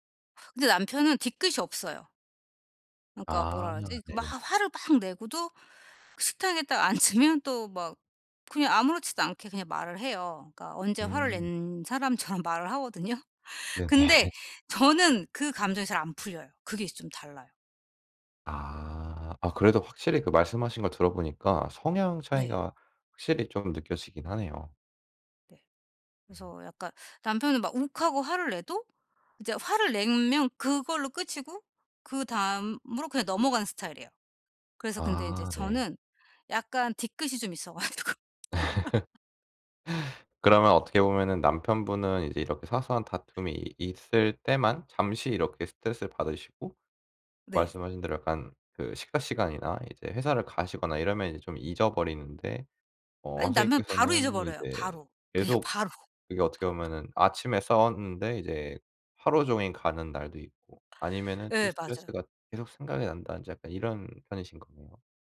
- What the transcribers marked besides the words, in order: laughing while speaking: "앉으면"; laughing while speaking: "사람처럼 말을 하거든요"; laughing while speaking: "네네"; laugh; laughing while speaking: "가지고"; laugh; laughing while speaking: "그냥 바로"; laugh
- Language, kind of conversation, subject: Korean, advice, 다투는 상황에서 더 효과적으로 소통하려면 어떻게 해야 하나요?